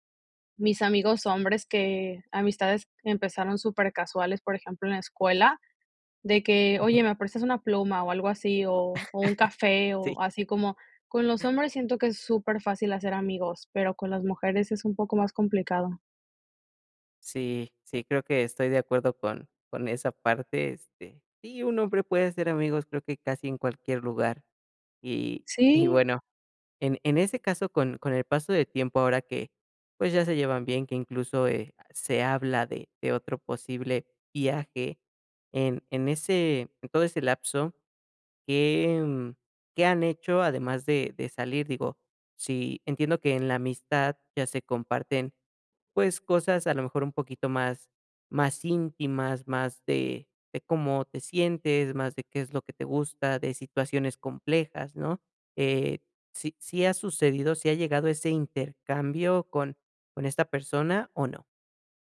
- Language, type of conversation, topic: Spanish, podcast, ¿Qué amistad empezó de forma casual y sigue siendo clave hoy?
- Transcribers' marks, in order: other noise; chuckle; other background noise